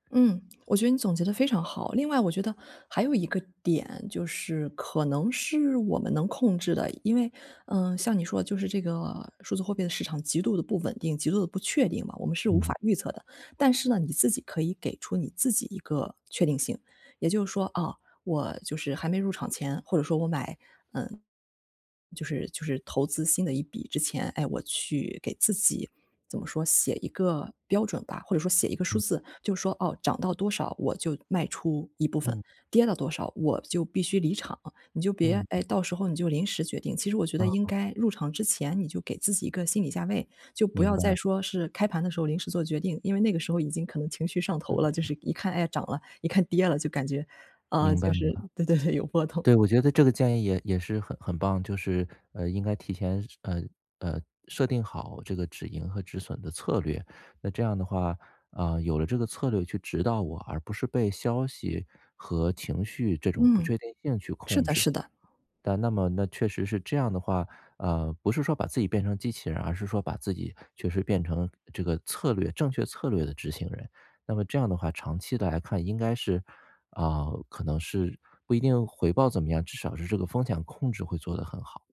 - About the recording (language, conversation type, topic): Chinese, advice, 我该如何在不确定的情况下做出决定？
- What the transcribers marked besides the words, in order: other background noise; laughing while speaking: "对 对，有波动"